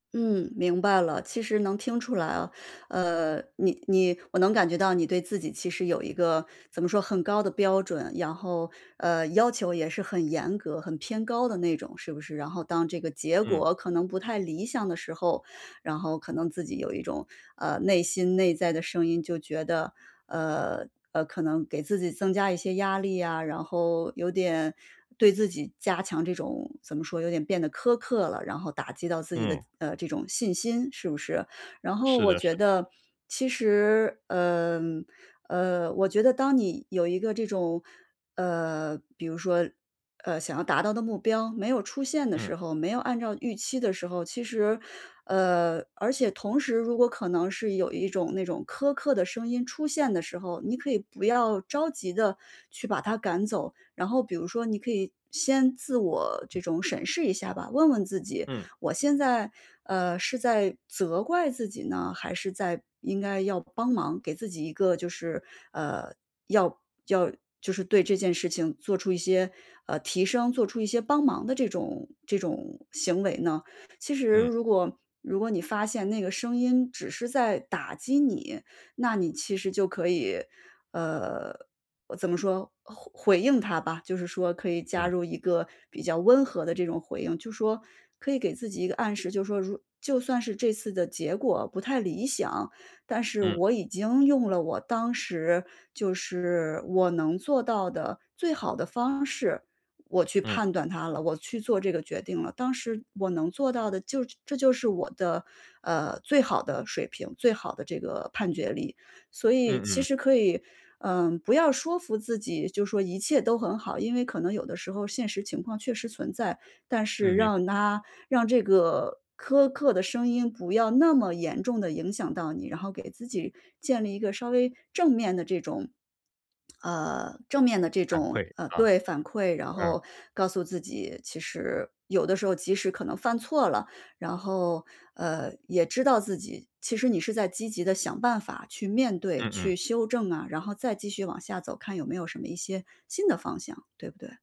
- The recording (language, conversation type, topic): Chinese, advice, 如何建立自我信任與韌性？
- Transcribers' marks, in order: tapping; other background noise